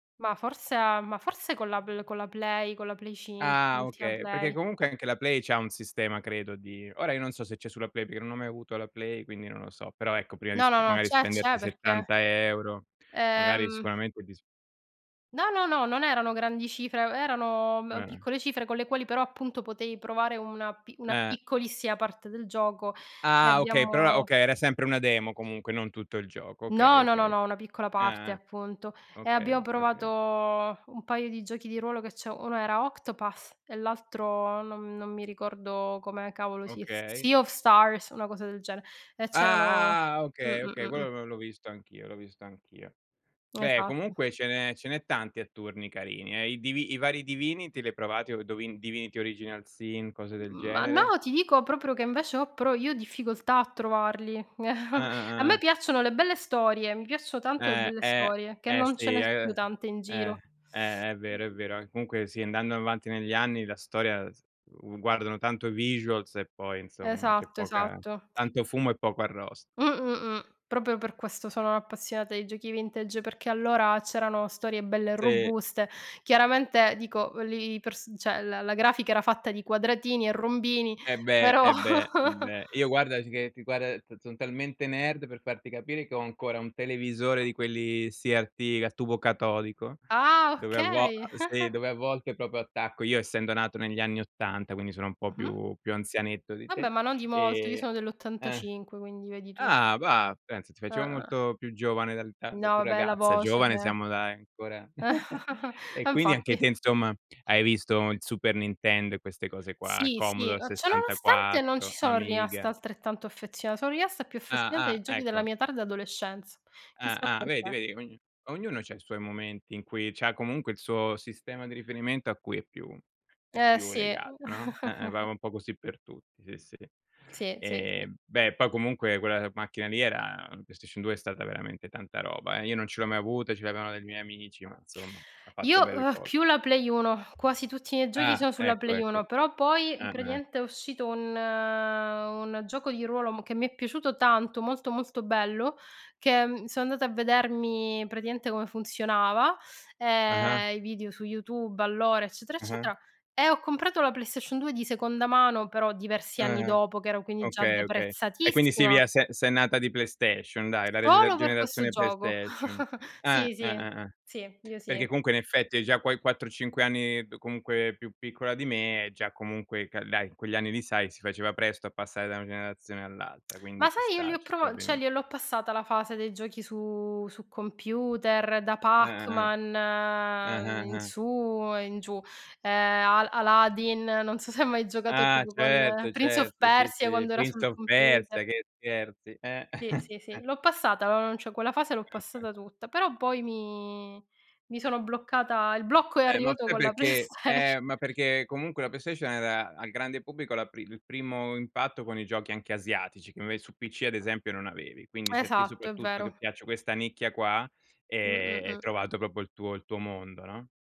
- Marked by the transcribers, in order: other background noise; chuckle; teeth sucking; in English: "visuals"; "Proprio" said as "propio"; "cioè" said as "ceh"; chuckle; chuckle; unintelligible speech; chuckle; chuckle; tapping; chuckle; lip smack; "cioè" said as "ceh"; laughing while speaking: "non so"; chuckle; "cioè" said as "ceh"; laughing while speaking: "PlayStation"; tongue click; "proprio" said as "propio"
- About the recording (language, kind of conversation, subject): Italian, unstructured, Come ti rilassi dopo una giornata stressante?